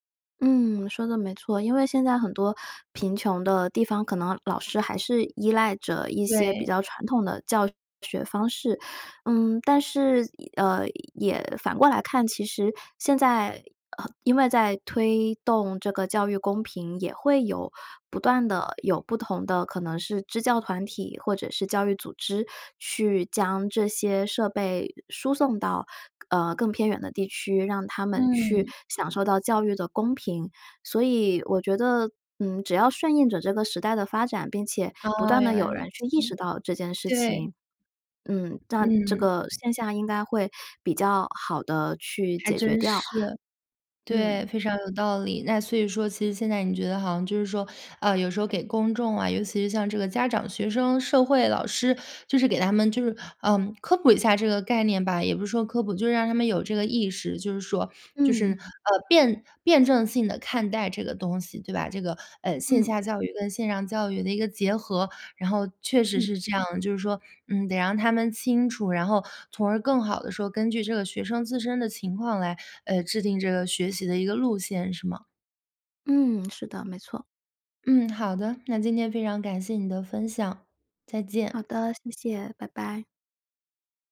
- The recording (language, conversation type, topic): Chinese, podcast, 未来的学习还需要传统学校吗？
- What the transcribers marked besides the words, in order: other background noise